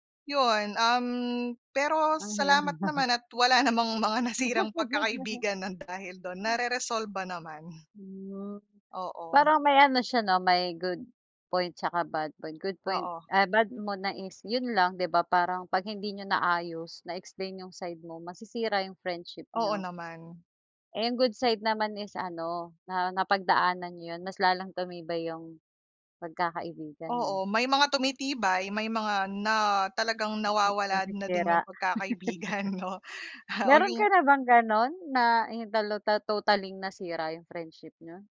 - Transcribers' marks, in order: laughing while speaking: "lang"; laugh; laugh
- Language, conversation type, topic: Filipino, unstructured, Paano mo pinananatili ang pagkakaibigan kahit magkalayo kayo?